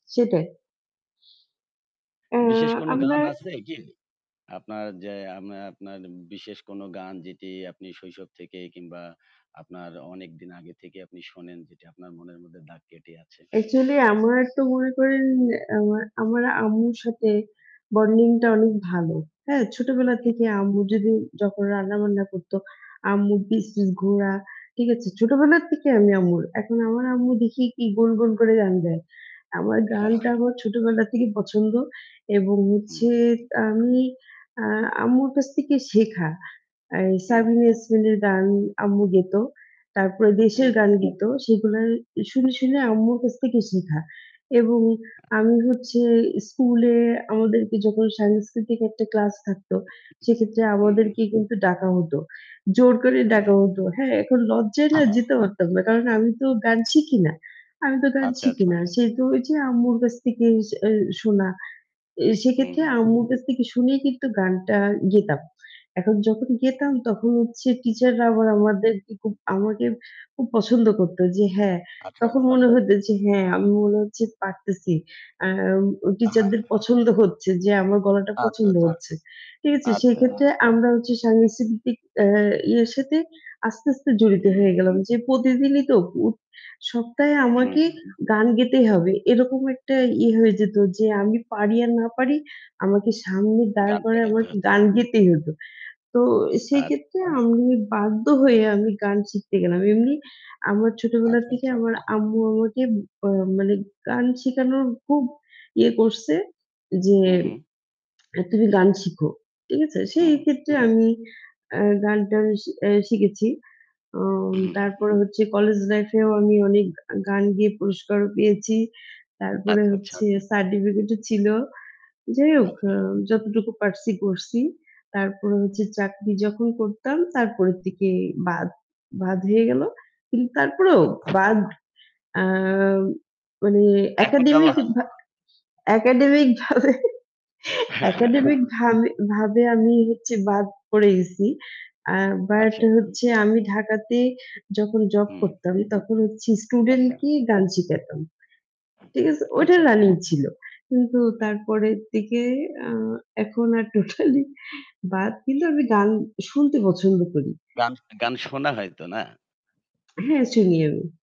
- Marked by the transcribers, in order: static; other background noise; tapping; throat clearing; background speech; horn; "পেয়েছি" said as "পেয়েচি"; mechanical hum; distorted speech; chuckle; laughing while speaking: "ভাবে"; laughing while speaking: "টোটালি"
- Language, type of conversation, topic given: Bengali, unstructured, কোন গানগুলো আপনার মনে গভীর ছাপ ফেলেছে, এবং কেন?